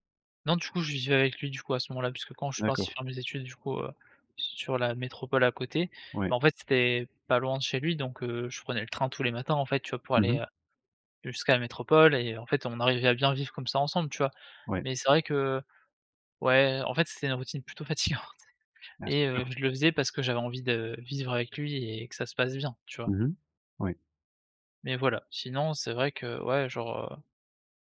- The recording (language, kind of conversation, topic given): French, podcast, Peux-tu raconter un moment où tu as dû devenir adulte du jour au lendemain ?
- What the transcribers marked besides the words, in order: other background noise